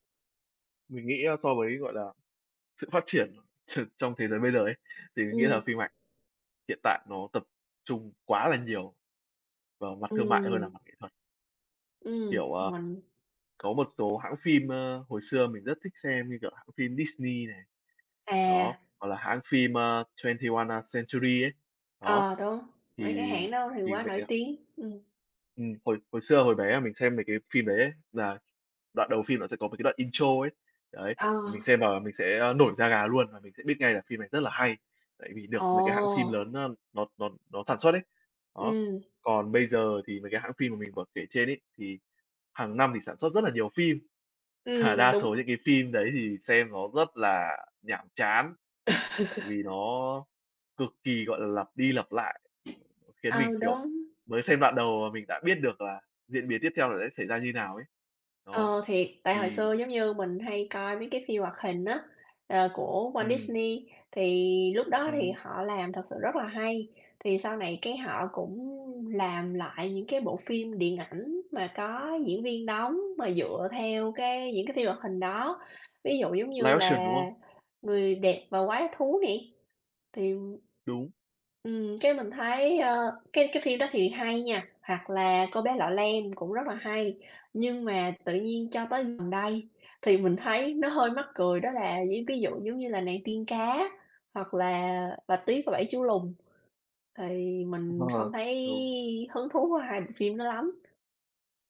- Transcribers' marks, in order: tapping; in English: "intro"; other background noise; laughing while speaking: "mà"; laugh; in English: "Live action"
- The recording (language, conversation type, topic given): Vietnamese, unstructured, Phim ảnh ngày nay có phải đang quá tập trung vào yếu tố thương mại hơn là giá trị nghệ thuật không?